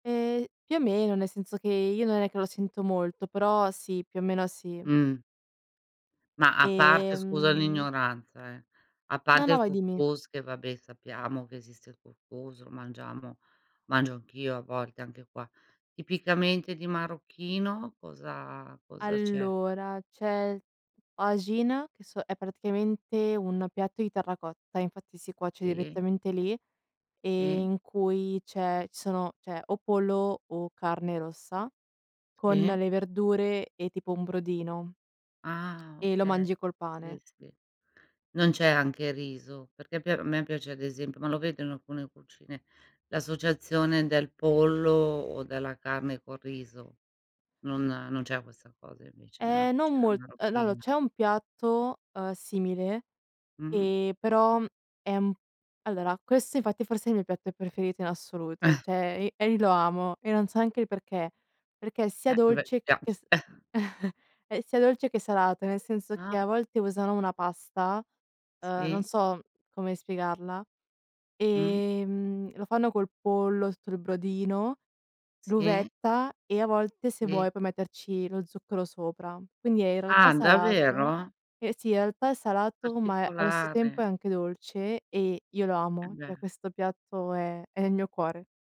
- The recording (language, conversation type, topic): Italian, unstructured, Qual è il tuo piatto preferito e perché?
- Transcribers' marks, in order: other background noise; "allora" said as "allò"; chuckle; "cioè" said as "ceh"; chuckle; "cioè" said as "ceh"